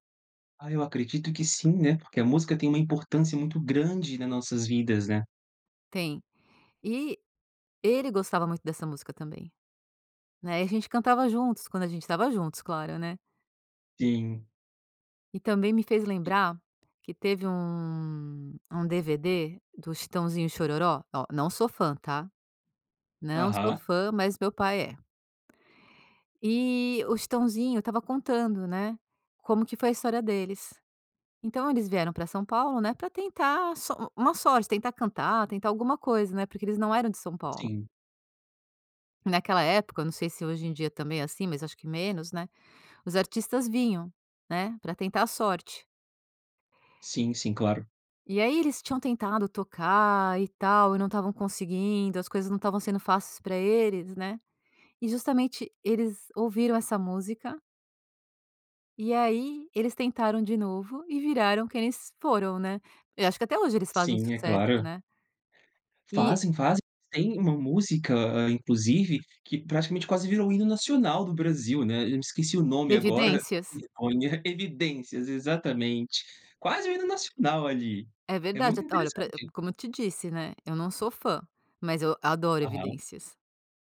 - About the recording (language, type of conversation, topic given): Portuguese, podcast, Tem alguma música que te lembra o seu primeiro amor?
- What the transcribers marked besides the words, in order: unintelligible speech